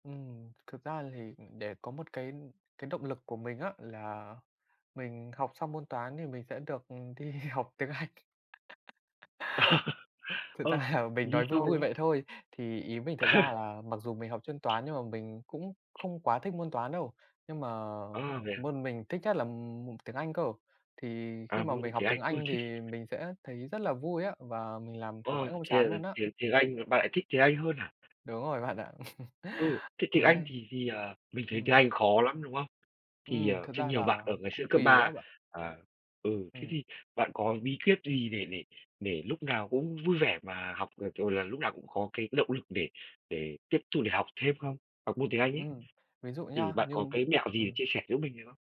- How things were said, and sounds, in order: tapping; laughing while speaking: "đi"; laughing while speaking: "Anh"; chuckle; laugh; other background noise; laughing while speaking: "là"; laugh; chuckle
- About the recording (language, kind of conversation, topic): Vietnamese, podcast, Làm sao bạn giữ được động lực học lâu dài?